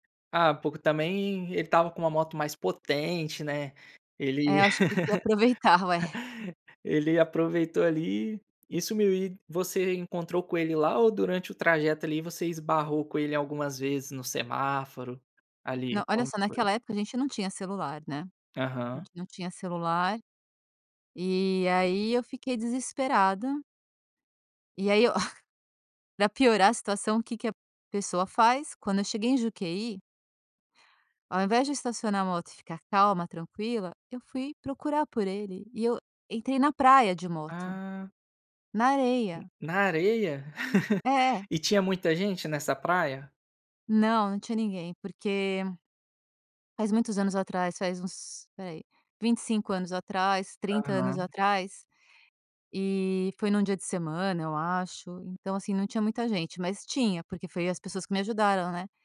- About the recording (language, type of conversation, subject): Portuguese, podcast, Você pode me contar uma história de viagem que deu errado e virou um aprendizado?
- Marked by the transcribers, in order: laugh; other noise; chuckle; chuckle